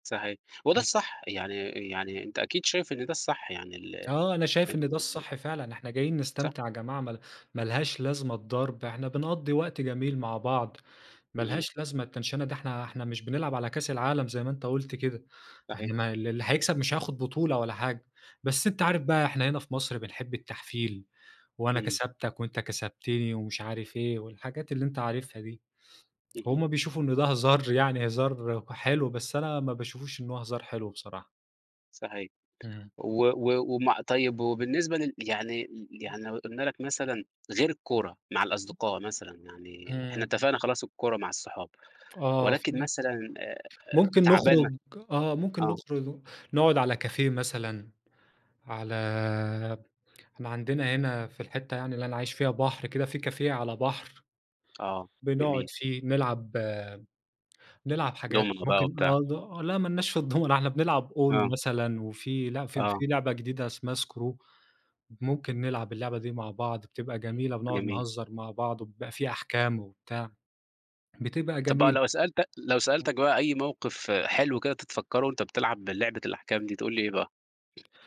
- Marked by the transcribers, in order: unintelligible speech; in English: "التَنْشَنة"; other noise; in English: "كافيه"; in English: "كافيه"; tapping
- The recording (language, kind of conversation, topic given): Arabic, podcast, إزاي بتشارك هواياتك مع العيلة أو الصحاب؟